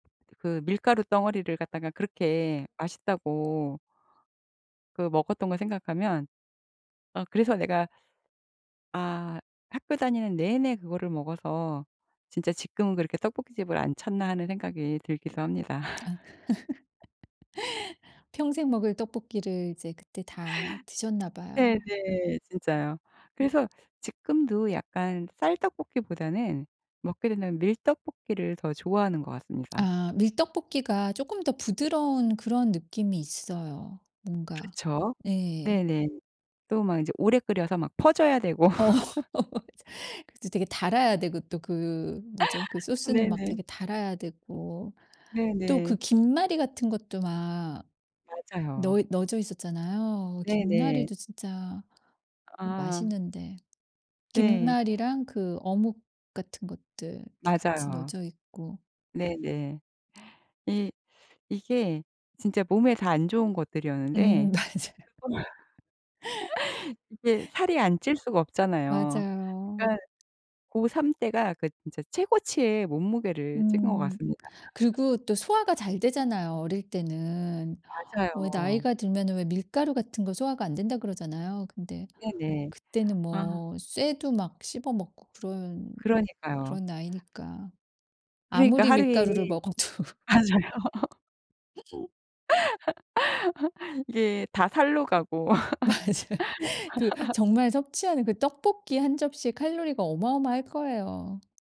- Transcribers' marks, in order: other background noise; laugh; tapping; laughing while speaking: "어"; laugh; laugh; laughing while speaking: "음 맞아요"; laughing while speaking: "그걸"; laugh; laugh; laughing while speaking: "맞아요"; laugh; laughing while speaking: "먹어도"; laugh; laughing while speaking: "맞아"; laugh
- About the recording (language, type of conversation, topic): Korean, podcast, 어린 시절에 가장 기억에 남는 음식은 무엇인가요?